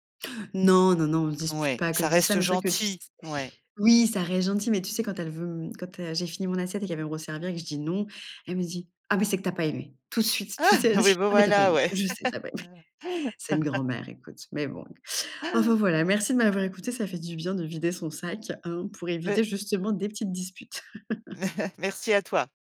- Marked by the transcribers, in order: tapping; laugh; chuckle; chuckle; laugh
- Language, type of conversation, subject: French, advice, Pression sociale concernant ce qu'on mange